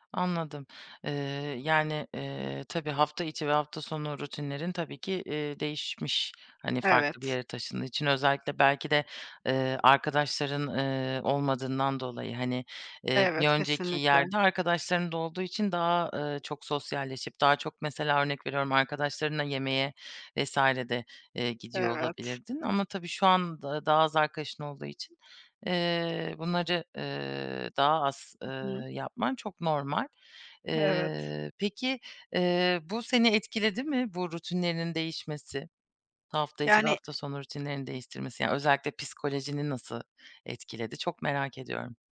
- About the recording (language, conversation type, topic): Turkish, podcast, Hafta içi ve hafta sonu rutinlerin nasıl farklılaşıyor?
- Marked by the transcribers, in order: tapping; other background noise